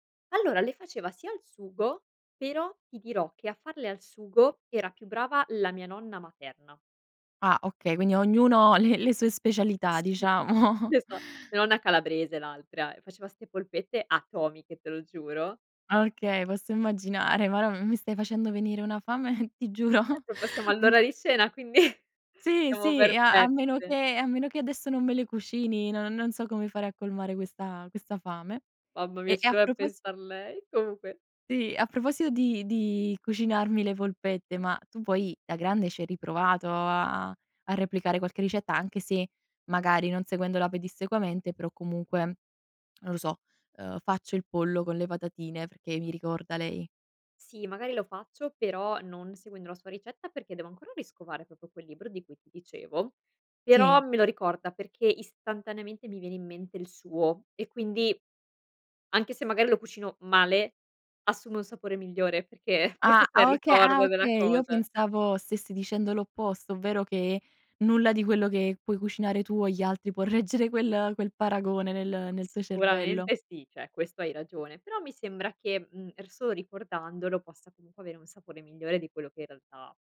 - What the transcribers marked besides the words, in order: laughing while speaking: "Sì. Esa"; laughing while speaking: "diciamo"; tapping; laughing while speaking: "giuro"; chuckle; "proprio" said as "propo"; laughing while speaking: "perché"; "cioè" said as "ceh"
- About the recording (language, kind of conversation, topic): Italian, podcast, Quale cibo della tua infanzia ti fa pensare subito ai tuoi nonni?